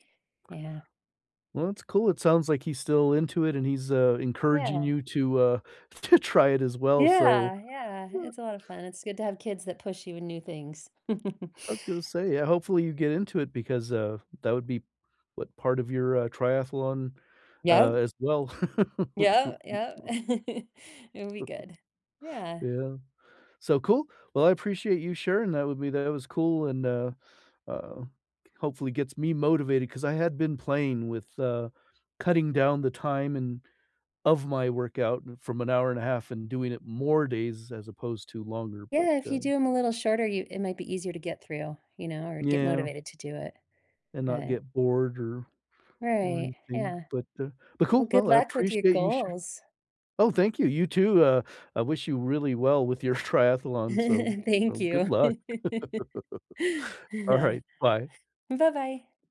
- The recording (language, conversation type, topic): English, unstructured, What is your favorite way to stay active every day?
- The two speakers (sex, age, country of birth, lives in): female, 45-49, United States, United States; male, 55-59, United States, United States
- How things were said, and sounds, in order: tapping; laughing while speaking: "to try"; chuckle; laugh; chuckle; chuckle; laughing while speaking: "triathlon"; laugh; laughing while speaking: "Yeah"; chuckle